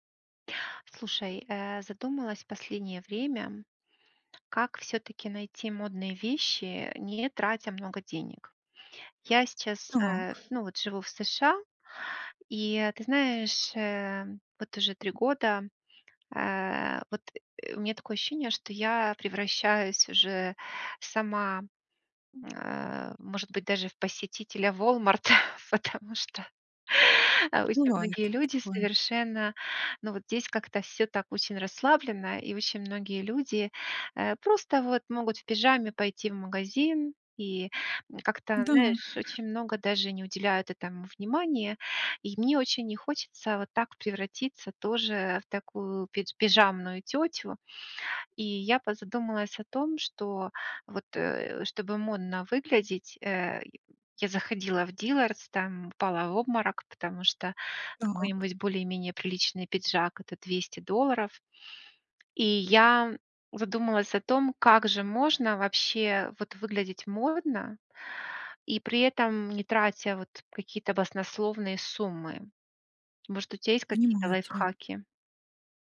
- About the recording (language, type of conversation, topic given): Russian, advice, Как найти стильные вещи и не тратить на них много денег?
- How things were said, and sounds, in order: other background noise; grunt; laughing while speaking: "Волмарта, потому что"; tapping